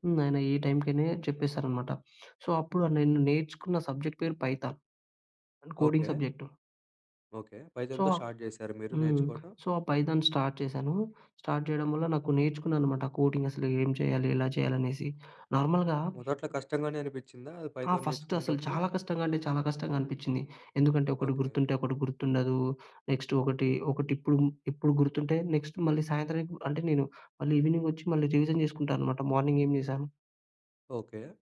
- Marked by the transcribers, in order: tapping; in English: "సో"; in English: "సబ్జెక్ట్"; in English: "పైథాన్. కోడింగ్ సబ్జెక్టు"; in English: "పైథాన్‌తో స్టార్ట్"; in English: "సో"; in English: "సో"; in English: "పైథాన్ స్టార్ట్"; in English: "స్టార్ట్"; in English: "నార్మల్‌గా"; other background noise; in English: "పైథాన్"; in English: "నెక్స్ట్"; in English: "నెక్స్ట్"; in English: "రివిజన్"; in English: "మార్నింగ్"
- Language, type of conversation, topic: Telugu, podcast, మీ జీవితంలో జరిగిన ఒక పెద్ద మార్పు గురించి వివరంగా చెప్పగలరా?
- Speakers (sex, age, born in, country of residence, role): male, 20-24, India, India, guest; male, 25-29, India, India, host